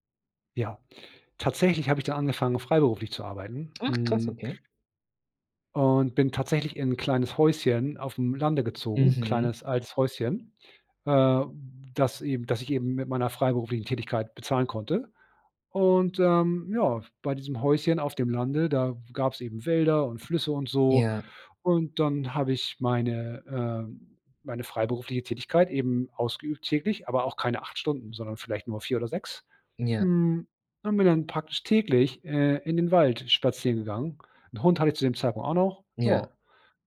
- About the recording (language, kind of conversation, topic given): German, podcast, Wie wichtig ist dir Zeit in der Natur?
- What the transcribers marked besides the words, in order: none